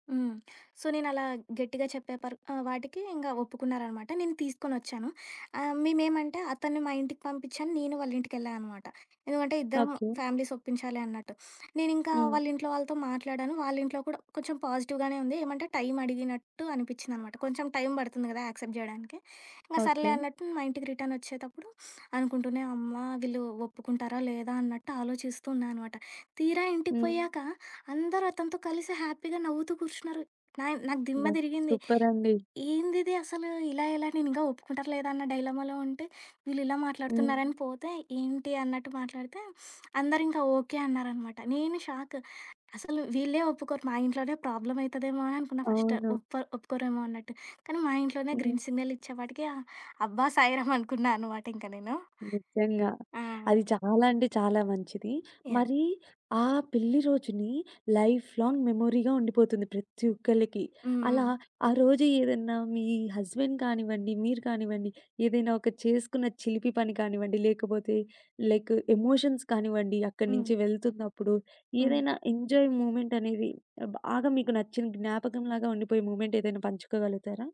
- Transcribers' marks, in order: in English: "సో"; in English: "ఫ్యామిలీస్"; in English: "పాజిటివ్‌గానే"; in English: "యాక్సెప్ట్"; in English: "రిటర్న్"; in English: "హ్యాపీగా"; in English: "సూపర్"; tapping; in English: "డైలమాలో"; in English: "గ్రీన్ సిగ్నల్"; giggle; in English: "లైఫ్‌లైంగ్ మెమరీగా"; in English: "హస్బెండ్"; in English: "లైక్ ఎమోషన్స్"; in English: "ఎంజాయ్"
- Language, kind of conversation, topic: Telugu, podcast, మీ వివాహ దినాన్ని మీరు ఎలా గుర్తుంచుకున్నారు?